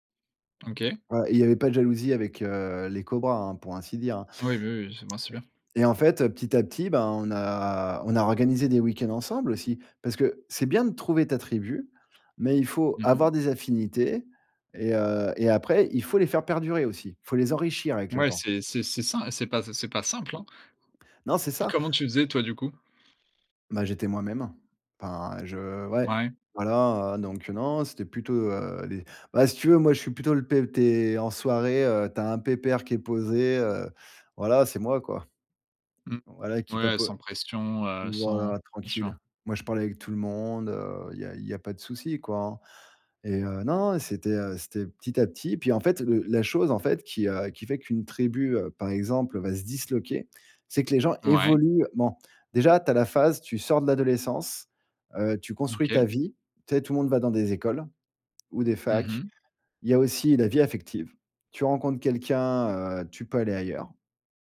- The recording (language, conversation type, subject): French, podcast, Comment as-tu trouvé ta tribu pour la première fois ?
- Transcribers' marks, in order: tapping